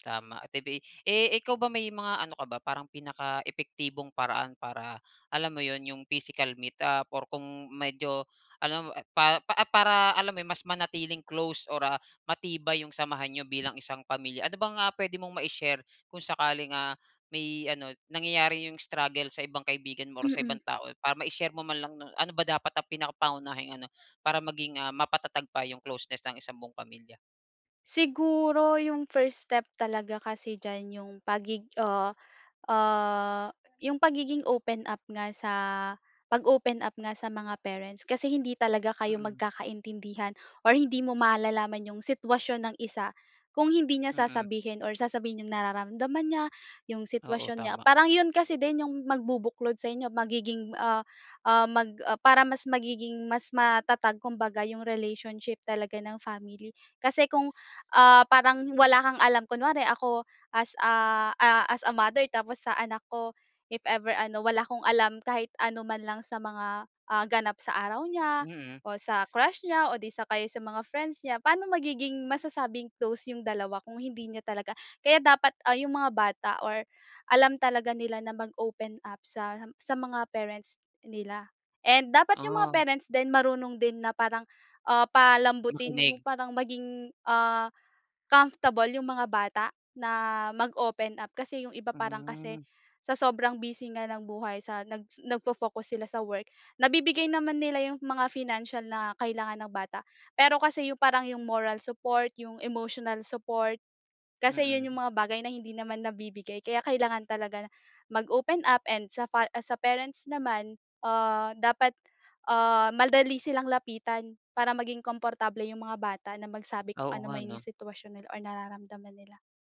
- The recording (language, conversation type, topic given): Filipino, podcast, Ano ang ginagawa ninyo para manatiling malapit sa isa’t isa kahit abala?
- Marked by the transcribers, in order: in English: "physical meet up"; tapping; "madali" said as "maldali"